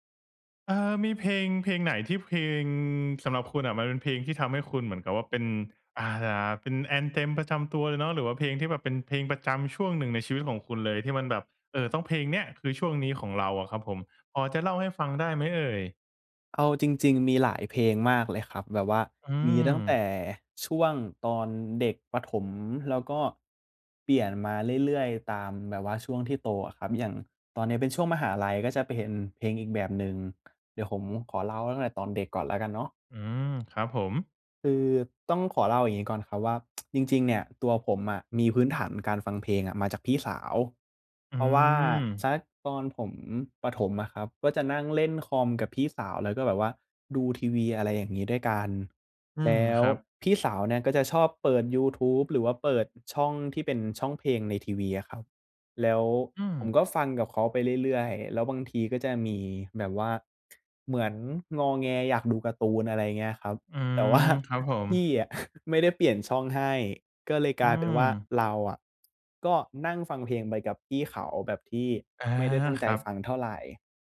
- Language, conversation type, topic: Thai, podcast, มีเพลงไหนที่ฟังแล้วกลายเป็นเพลงประจำช่วงหนึ่งของชีวิตคุณไหม?
- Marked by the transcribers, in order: in English: "anthem"; tapping; tsk; other background noise; laughing while speaking: "ว่า"; chuckle